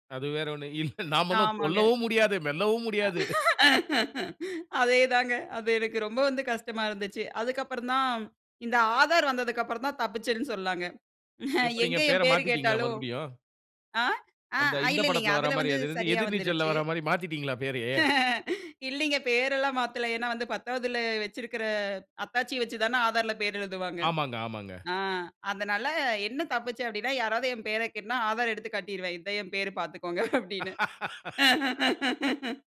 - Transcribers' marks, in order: chuckle; laugh; chuckle; laugh; laugh; chuckle; laugh
- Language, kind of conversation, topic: Tamil, podcast, உங்கள் பெயர் எப்படி வந்தது என்று அதன் பின்னணியைச் சொல்ல முடியுமா?